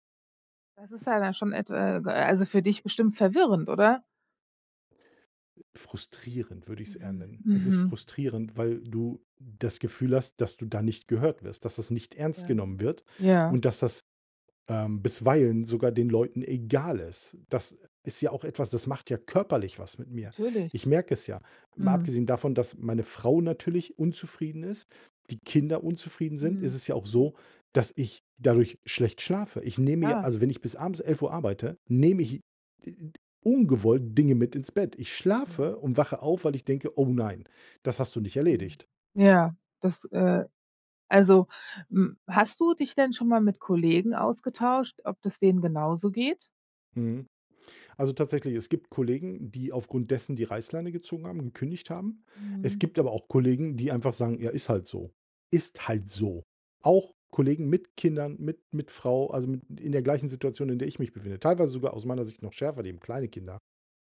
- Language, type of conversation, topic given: German, advice, Wie viele Überstunden machst du pro Woche, und wie wirkt sich das auf deine Zeit mit deiner Familie aus?
- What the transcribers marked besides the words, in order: stressed: "Ist halt so"